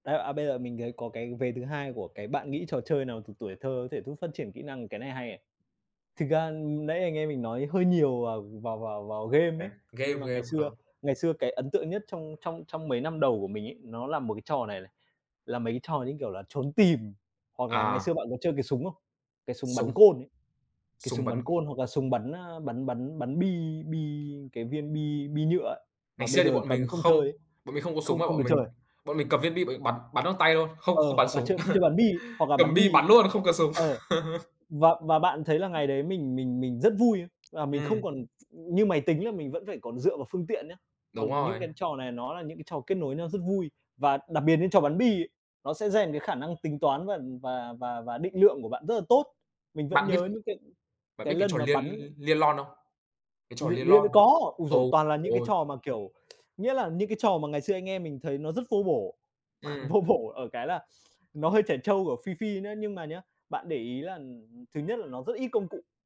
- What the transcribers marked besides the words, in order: tapping; other background noise; chuckle; laugh; other noise; chuckle; laughing while speaking: "Vô bổ"; horn
- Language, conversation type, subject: Vietnamese, unstructured, Bạn có muốn hồi sinh trò chơi nào từ tuổi thơ không?